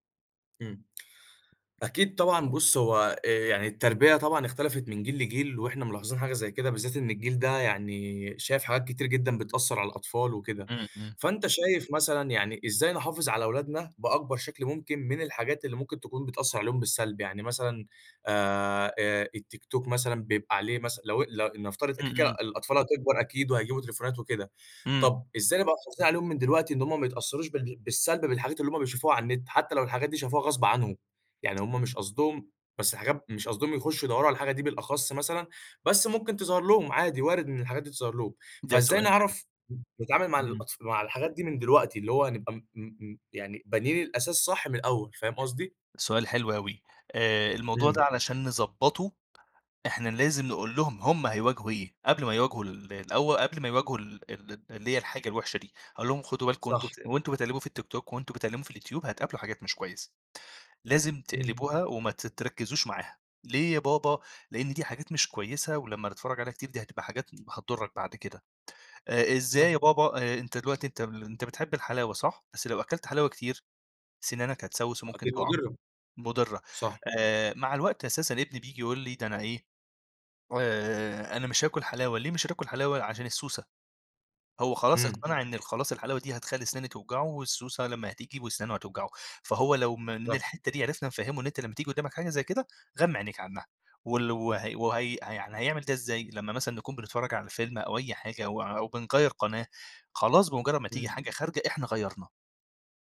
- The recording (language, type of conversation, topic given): Arabic, podcast, إزاي بتعلّم ولادك وصفات العيلة؟
- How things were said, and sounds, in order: tapping